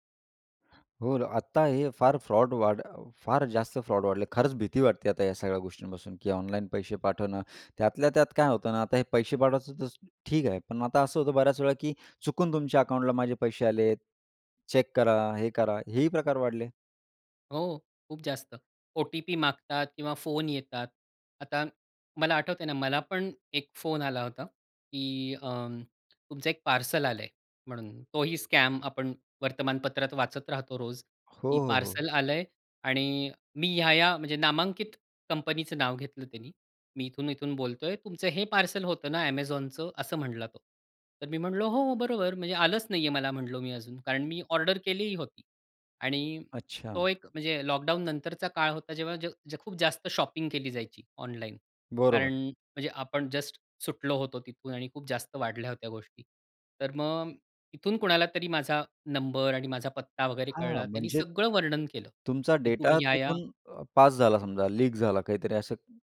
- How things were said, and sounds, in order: in English: "फ्रॉड"; in English: "फ्रॉड"; in English: "स्कॅम"; in English: "शॉपिंग"; in English: "जस्ट"
- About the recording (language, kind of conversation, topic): Marathi, podcast, ऑनलाइन ओळखीच्या लोकांवर विश्वास ठेवावा की नाही हे कसे ठरवावे?